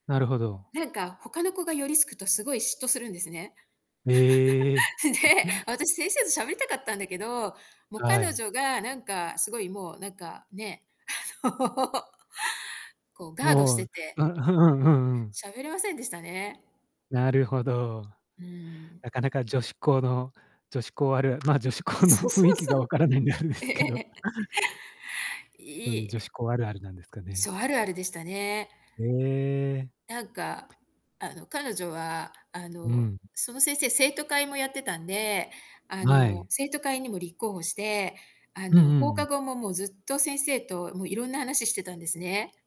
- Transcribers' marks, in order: laugh; chuckle; laughing while speaking: "で"; laughing while speaking: "あの"; laugh; distorted speech; laughing while speaking: "女子校の雰囲気が分からないんであれですけど"; laughing while speaking: "そう そう そう"; laugh; chuckle; other background noise
- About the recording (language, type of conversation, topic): Japanese, podcast, 学校で一番影響を受けた先生について、話を聞かせてくれますか？